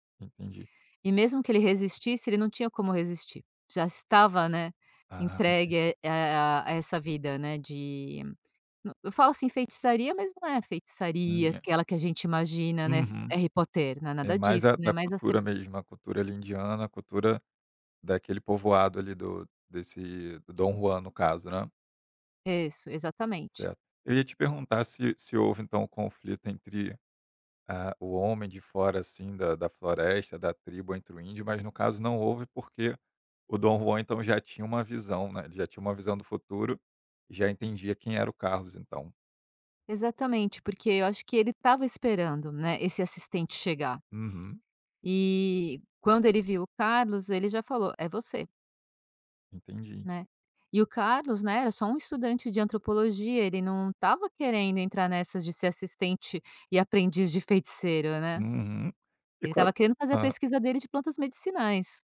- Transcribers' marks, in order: unintelligible speech; put-on voice: "Harry Potter"; tapping
- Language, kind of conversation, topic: Portuguese, podcast, Qual personagem de livro mais te marcou e por quê?